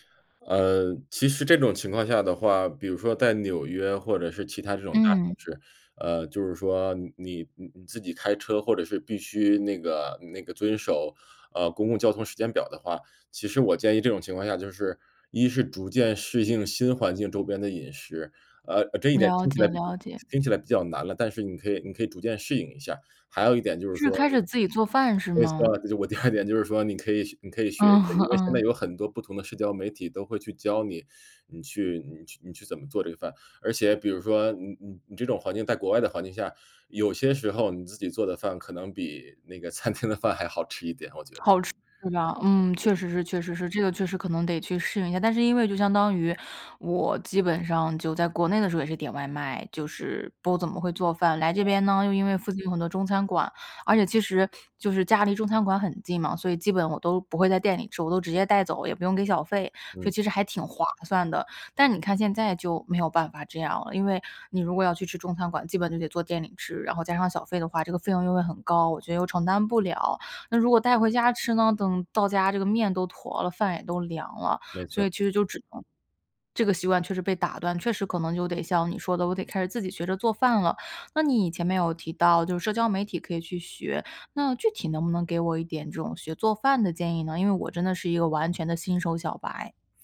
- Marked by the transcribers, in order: laughing while speaking: "应"; laughing while speaking: "我第二点"; laugh; laughing while speaking: "餐厅的饭"; unintelligible speech; other background noise
- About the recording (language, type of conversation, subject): Chinese, advice, 旅行或搬家后，我该怎么更快恢复健康习惯？